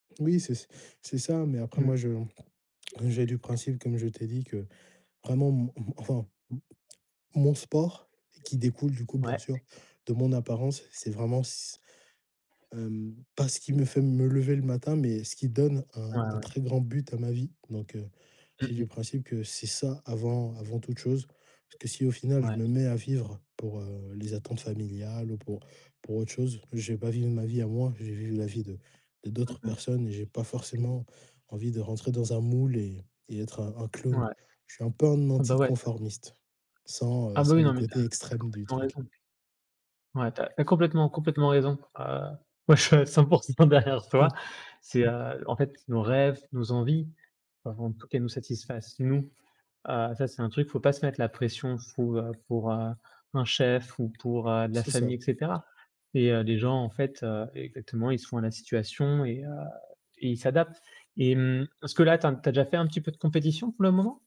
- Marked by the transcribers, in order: tapping; other background noise; laughing while speaking: "enfin"; laughing while speaking: "moi je suis à cent pour cent derrière toi"; stressed: "nous"
- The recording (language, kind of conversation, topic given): French, podcast, Comment gères-tu les attentes de ta famille concernant ton apparence ?